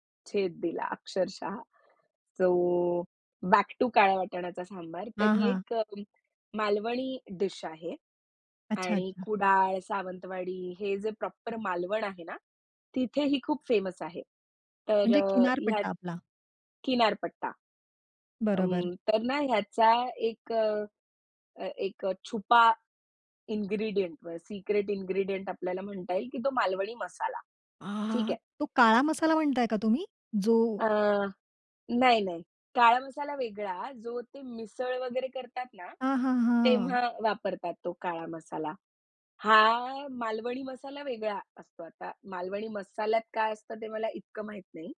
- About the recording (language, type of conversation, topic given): Marathi, podcast, अन्नामुळे आठवलेली तुमची एखादी खास कौटुंबिक आठवण सांगाल का?
- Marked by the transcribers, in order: in English: "सो बॅक टू"; tapping; in English: "इन्ग्रीडिएंट"; in English: "सिक्रेट इन्ग्रीडिएंट"